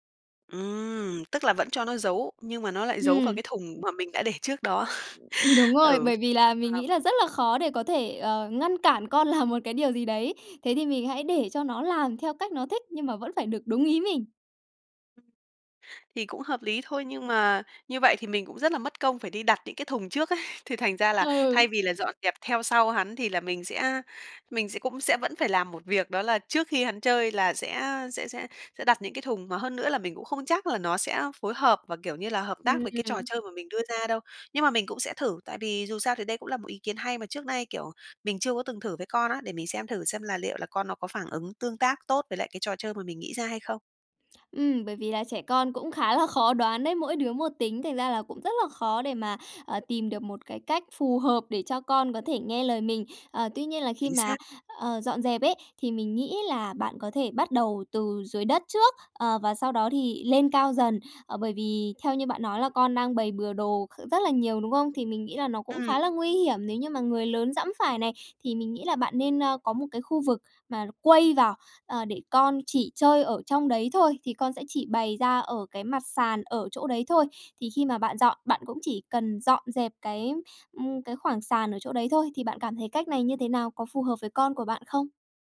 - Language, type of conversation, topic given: Vietnamese, advice, Làm thế nào để xây dựng thói quen dọn dẹp và giữ nhà gọn gàng mỗi ngày?
- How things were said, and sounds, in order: other background noise; laughing while speaking: "Đúng"; laughing while speaking: "đó"; tapping; laughing while speaking: "làm"; laughing while speaking: "ấy"; laughing while speaking: "Ừ"